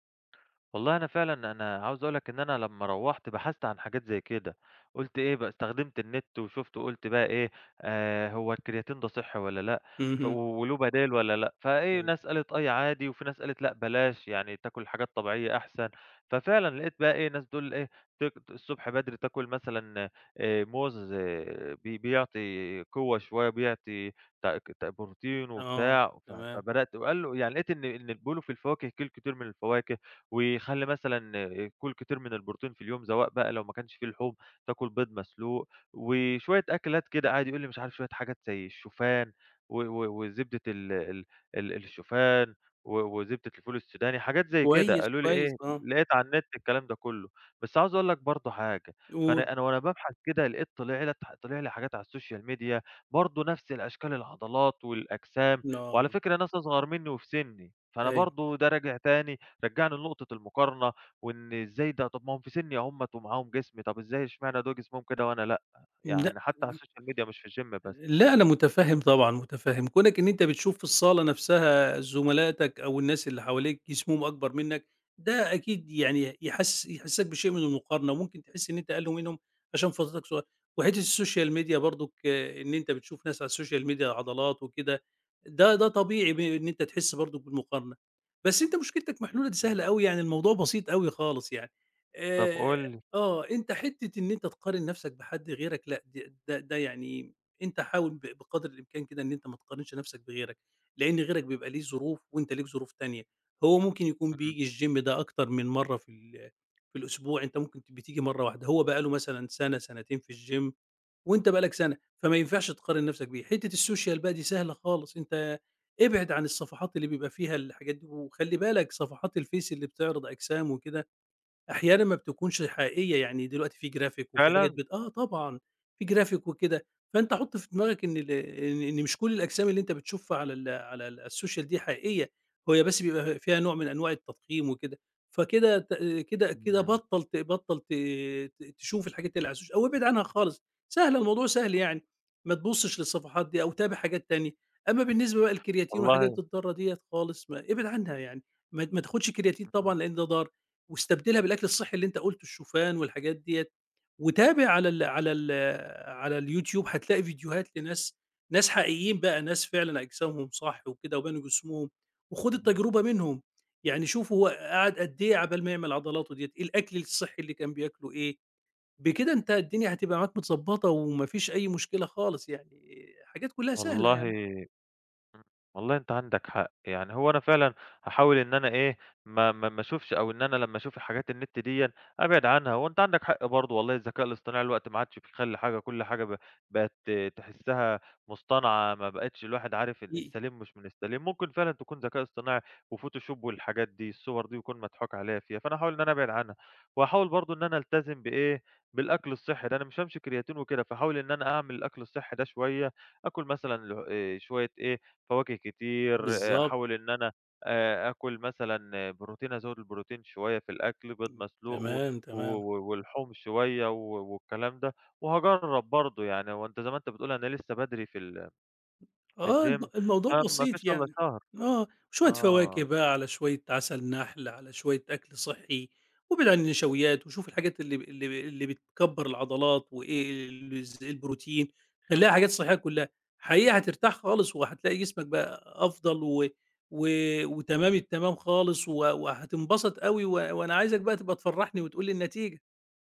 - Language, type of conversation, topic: Arabic, advice, إزاي بتتجنب إنك تقع في فخ مقارنة نفسك بزمايلك في التمرين؟
- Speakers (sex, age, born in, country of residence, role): male, 25-29, Egypt, Greece, user; male, 50-54, Egypt, Egypt, advisor
- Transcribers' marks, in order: in English: "الSocial Media"; in English: "الSocial Media"; other noise; in English: "الGym"; in English: "الSocial Media"; in English: "الSocial Media"; in English: "الGym"; in English: "الGym"; in English: "الSocial"; in English: "Graphic"; in English: "Graphic"; in English: "الSocial"; unintelligible speech; unintelligible speech; tapping; in English: "الGym"